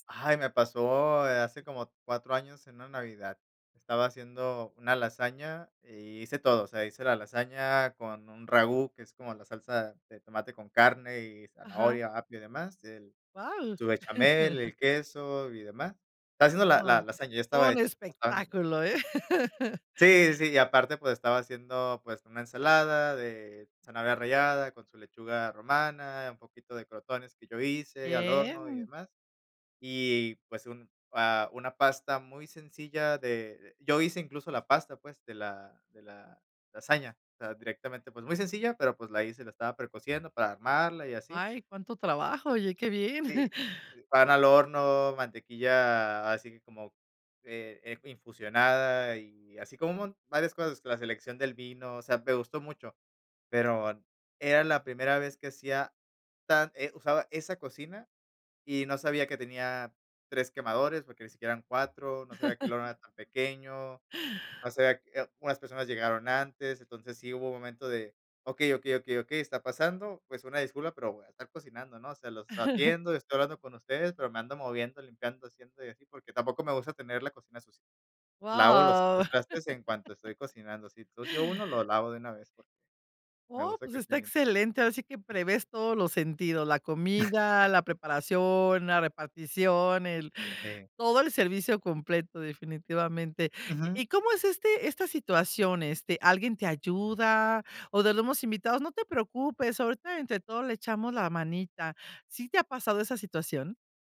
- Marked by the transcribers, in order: chuckle; laugh; chuckle; chuckle; chuckle; laugh; chuckle
- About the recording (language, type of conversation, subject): Spanish, podcast, ¿Qué papel juegan las comidas compartidas en unir a la gente?